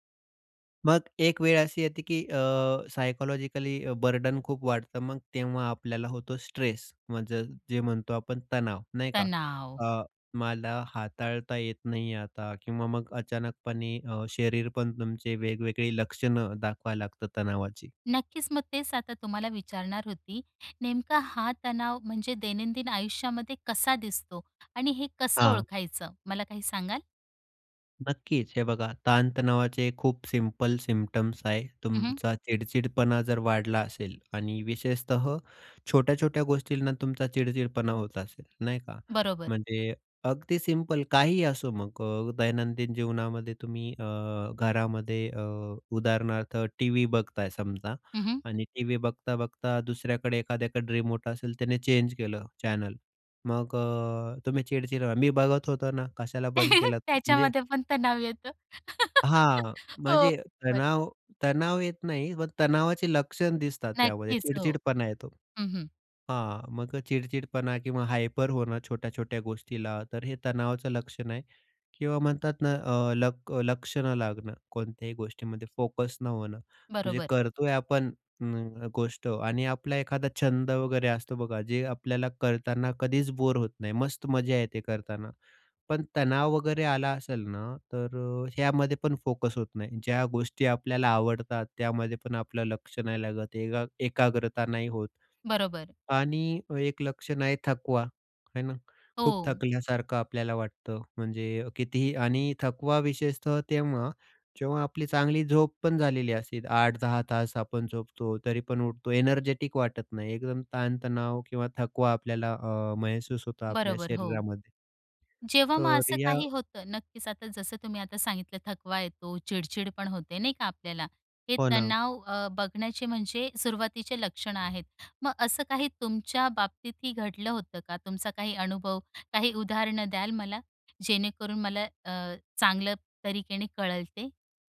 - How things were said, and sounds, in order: in English: "सायकॉलॉजिकली"; in English: "बर्डन"; in English: "सिंपल सिम्प्टम्स"; in English: "सिंपल"; in English: "रिमोट"; in English: "चेंज"; in English: "चॅनल"; laugh; laughing while speaking: "त्याच्यामध्ये पण तणाव येतो. हो"; laugh; in English: "हायपर"; in English: "फोकस"; in English: "फोकस"; in Hindi: "महसूस"
- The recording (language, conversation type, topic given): Marathi, podcast, तणाव हाताळण्यासाठी तुम्ही नेहमी काय करता?